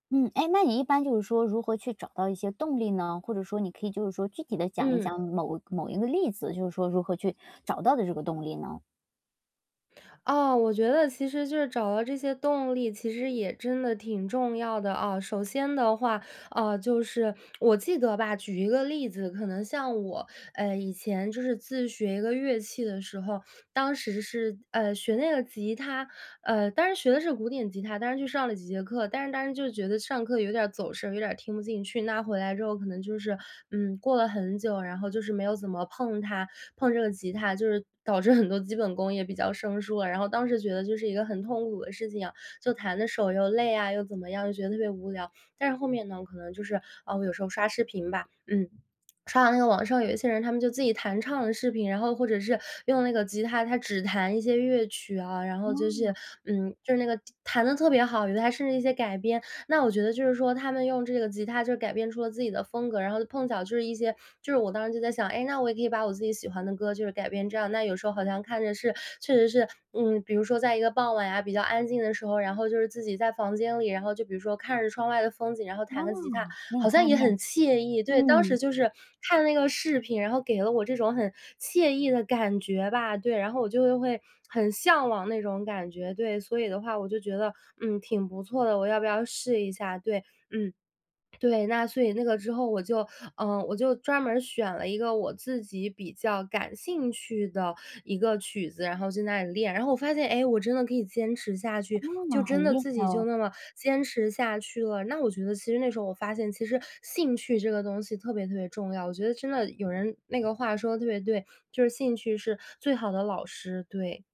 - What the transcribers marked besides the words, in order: other background noise; laughing while speaking: "致"; swallow
- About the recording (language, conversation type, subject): Chinese, podcast, 自学时如何保持动力？